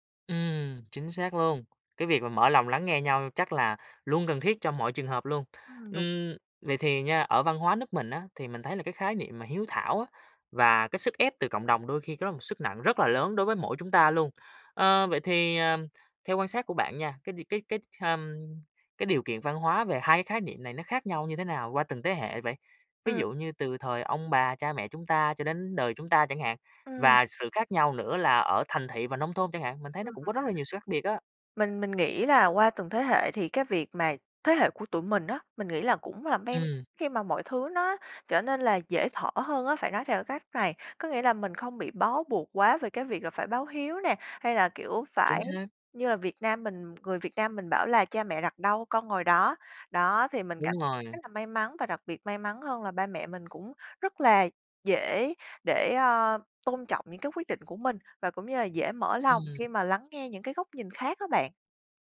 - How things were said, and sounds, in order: tapping; other background noise; unintelligible speech
- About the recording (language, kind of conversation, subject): Vietnamese, podcast, Gia đình ảnh hưởng đến những quyết định quan trọng trong cuộc đời bạn như thế nào?